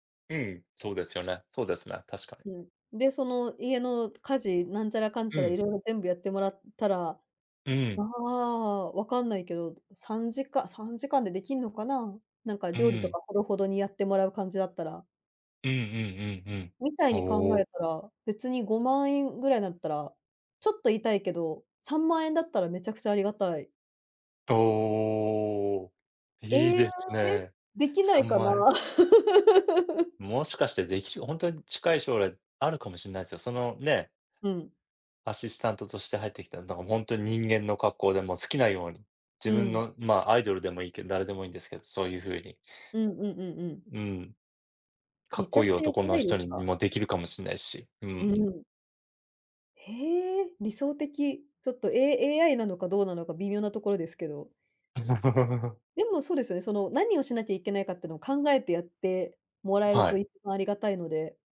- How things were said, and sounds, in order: laugh; tapping; chuckle
- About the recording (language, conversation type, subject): Japanese, unstructured, AIが仕事を奪うことについて、どう思いますか？